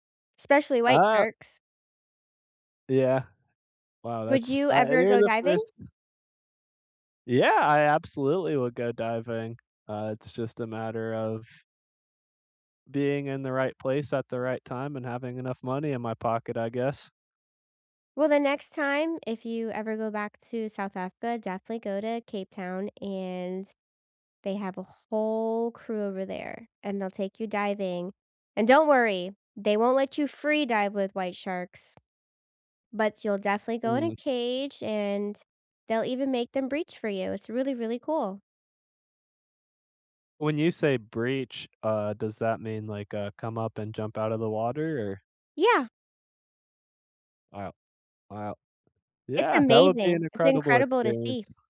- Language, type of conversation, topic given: English, unstructured, Have you ever experienced a moment in nature that felt magical?
- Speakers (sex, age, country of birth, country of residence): female, 30-34, United States, United States; male, 30-34, United States, United States
- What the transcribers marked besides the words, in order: other background noise; "Africa" said as "Afca"; stressed: "whole"; tapping